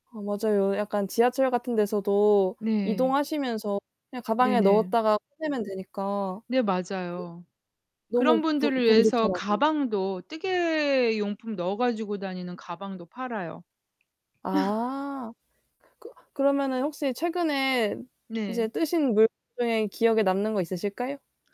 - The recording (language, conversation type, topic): Korean, unstructured, 요즘 가장 즐겨 하는 취미는 무엇인가요?
- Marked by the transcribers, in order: distorted speech; other background noise; laugh